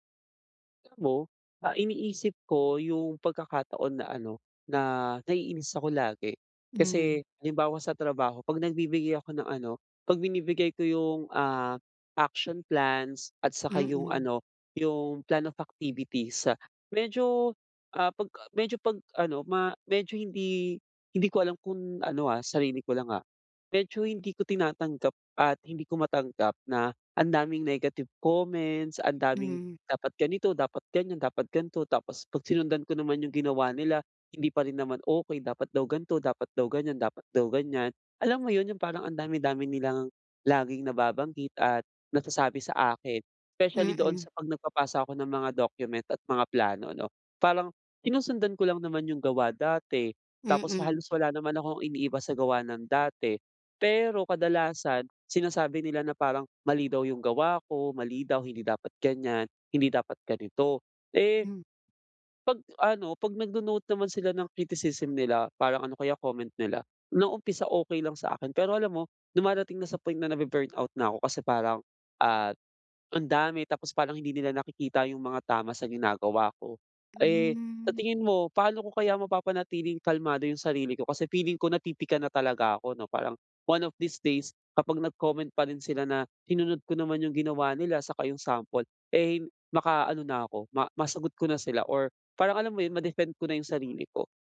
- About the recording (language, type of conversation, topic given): Filipino, advice, Paano ako mananatiling kalmado kapag tumatanggap ako ng kritisismo?
- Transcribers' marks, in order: in English: "plan of activities"; in English: "criticism"; in English: "burn out"; in English: "one of these days"